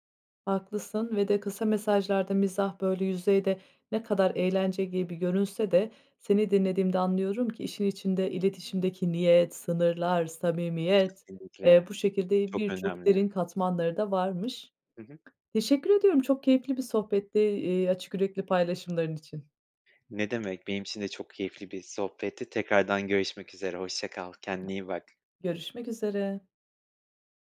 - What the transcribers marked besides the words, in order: tapping; other background noise
- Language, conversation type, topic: Turkish, podcast, Kısa mesajlarda mizahı nasıl kullanırsın, ne zaman kaçınırsın?